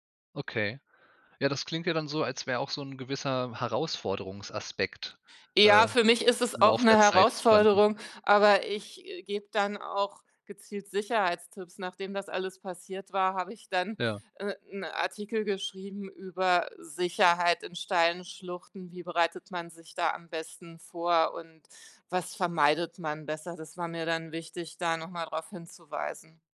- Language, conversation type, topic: German, podcast, Was macht das Wandern für dich so besonders?
- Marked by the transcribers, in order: none